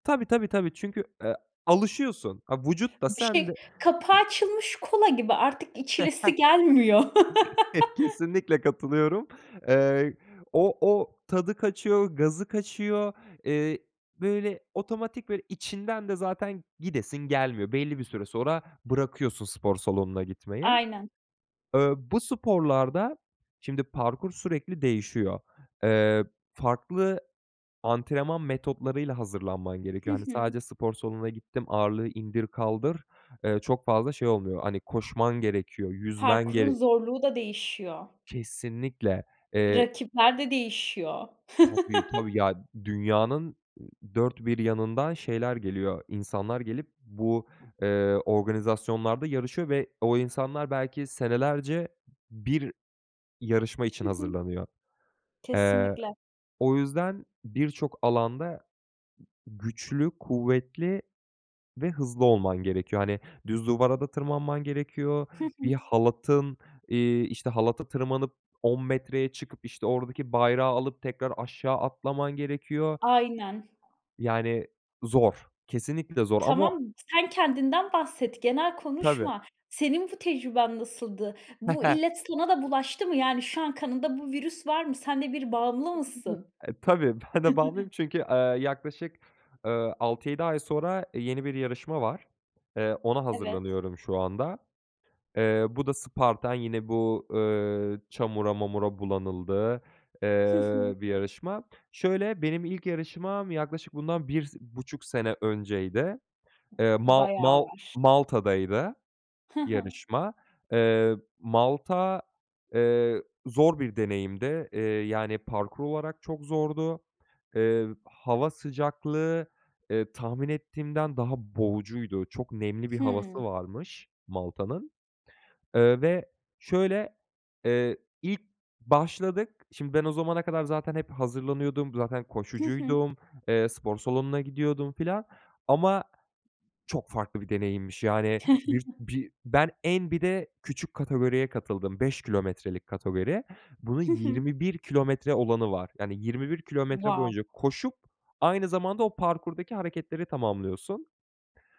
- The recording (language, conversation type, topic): Turkish, podcast, Yeni bir hobiye nasıl başlarsınız?
- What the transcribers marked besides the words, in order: other background noise; laugh; laughing while speaking: "Kesinlikle katılıyorum"; laugh; chuckle; chuckle; unintelligible speech; laughing while speaking: "ben de"; chuckle; chuckle; in English: "Wow"